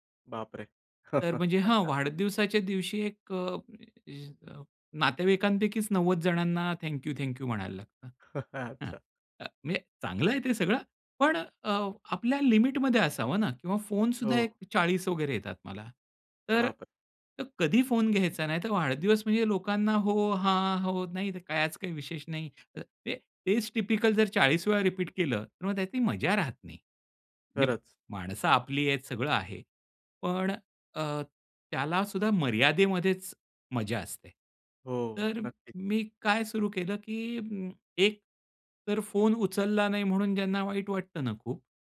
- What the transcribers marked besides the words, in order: chuckle; unintelligible speech; in English: "थँक यू, थँक यू"; chuckle; other background noise; in English: "लिमिटमध्ये"; in English: "टिपिकल"; in English: "रिपीट"
- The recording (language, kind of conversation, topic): Marathi, podcast, डिजिटल विराम घेण्याचा अनुभव तुमचा कसा होता?